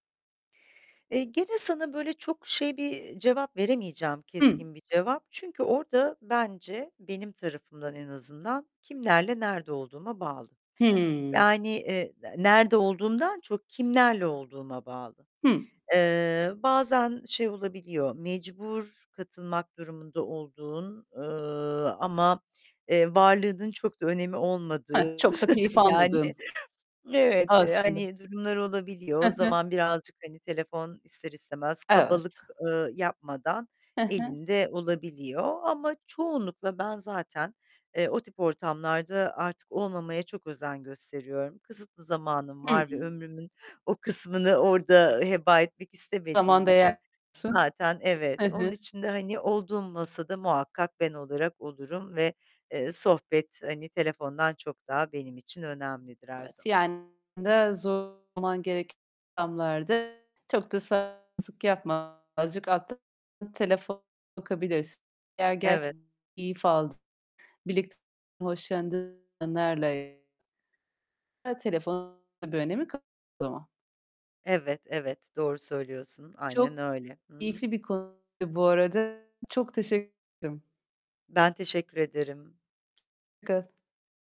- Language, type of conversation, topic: Turkish, podcast, Telefon bağımlılığını nasıl kontrol altına alıyorsun?
- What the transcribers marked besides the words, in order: static; tapping; distorted speech; chuckle